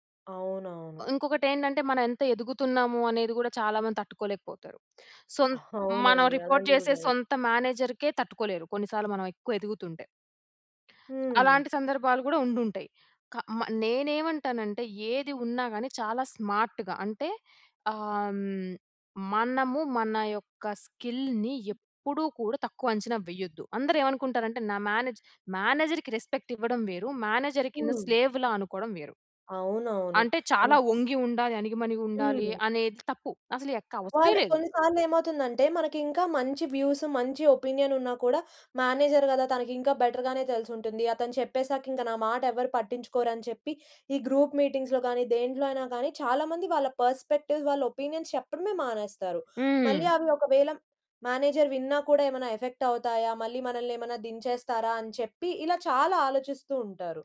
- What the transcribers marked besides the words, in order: in English: "రిపోర్ట్"; in English: "మేనేజర్‌కే"; in English: "స్మార్ట్‌గా"; in English: "స్కిల్‌ని"; in English: "మేనేజ్ మేనేజర్‌కి రెస్పెక్ట్"; in English: "మేనేజర్"; in English: "స్లేవ్‌లా"; tapping; in English: "వ్యూస్"; in English: "ఒపీనియన్"; in English: "మేనేజర్"; in English: "బెటర్"; in English: "గ్రూప్ మీటింగ్స్‌లో"; in English: "పర్స్‌పెక్టివ్స్"; in English: "ఒపీనియన్స్"; in English: "మేనేజర్"
- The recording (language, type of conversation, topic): Telugu, podcast, ఆఫీస్ పాలిటిక్స్‌ను మీరు ఎలా ఎదుర్కొంటారు?